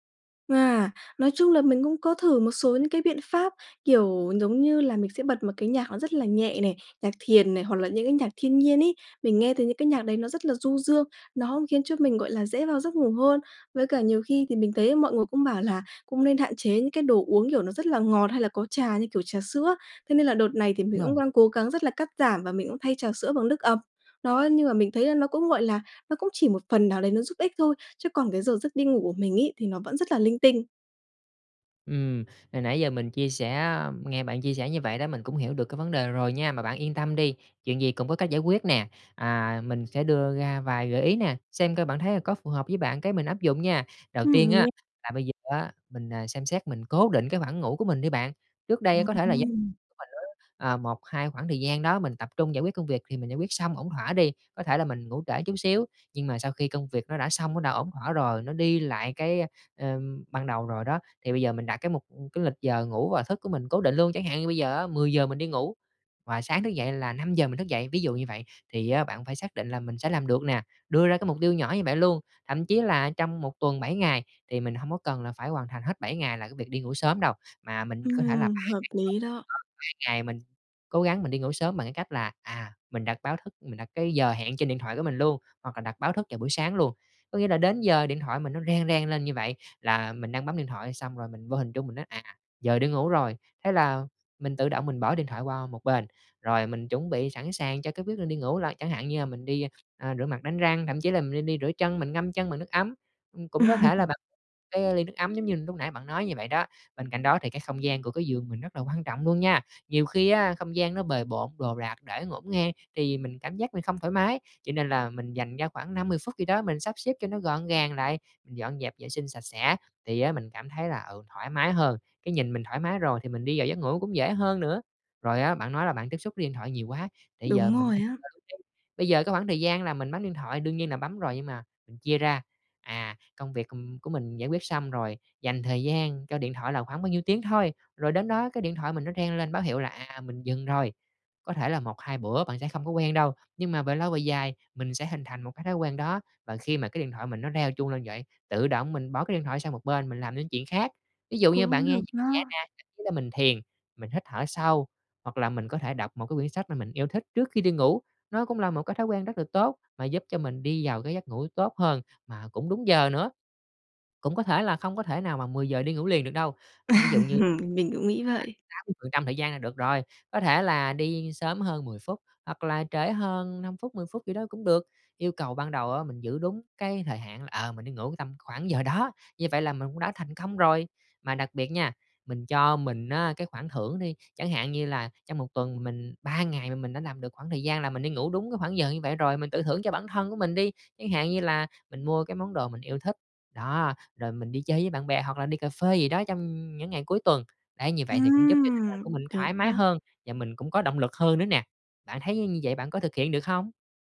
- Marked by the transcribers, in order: tapping; other background noise; unintelligible speech; laugh; unintelligible speech; laugh
- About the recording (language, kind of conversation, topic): Vietnamese, advice, Vì sao tôi không thể duy trì thói quen ngủ đúng giờ?